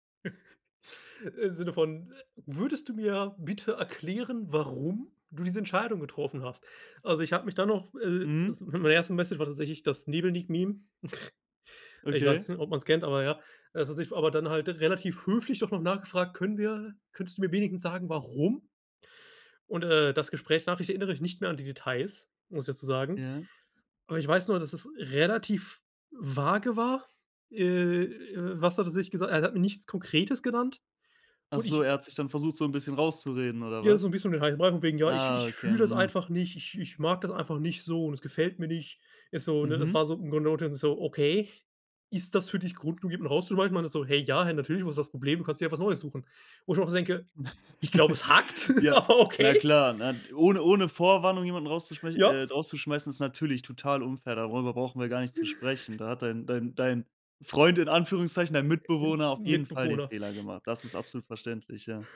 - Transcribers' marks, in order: chuckle; put-on voice: "Würdest du mir bitte erklären"; stressed: "warum"; other background noise; whoop; unintelligible speech; laugh; angry: "Ich glaube, es hackt"; laugh; laughing while speaking: "aber okay"; chuckle
- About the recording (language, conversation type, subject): German, podcast, Wie hat ein Umzug dein Leben verändert?